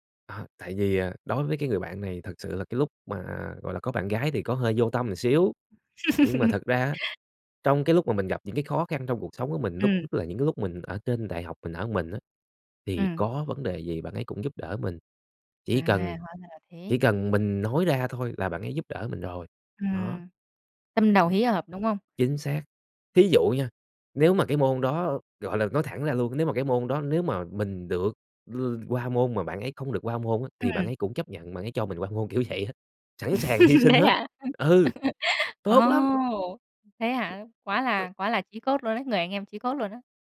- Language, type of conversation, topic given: Vietnamese, podcast, Theo bạn, thế nào là một người bạn thân?
- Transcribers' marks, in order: tapping; laugh; "một" said as "ừn"; other noise; laugh; laughing while speaking: "Thế hả?"; laugh